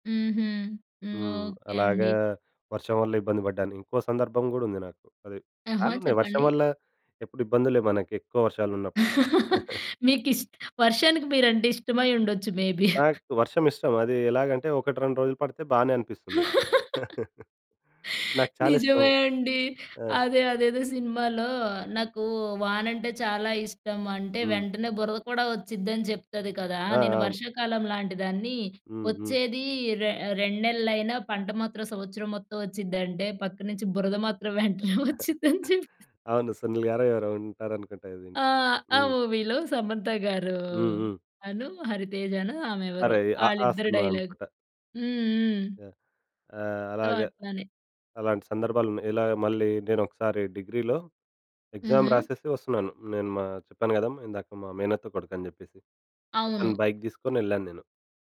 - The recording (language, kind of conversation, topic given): Telugu, podcast, వర్షం లేదా రైలు ఆలస్యం వంటి అనుకోని పరిస్థితుల్లో ఆ పరిస్థితిని మీరు ఎలా నిర్వహిస్తారు?
- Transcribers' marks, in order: laugh; chuckle; laughing while speaking: "మే‌బి"; in English: "మే‌బి"; chuckle; chuckle; laughing while speaking: "వెంటనే వచ్చిద్డి అని చెప్త"; chuckle; in English: "మూవీ‌లో"; in English: "సో"; in English: "ఎగ్జామ్"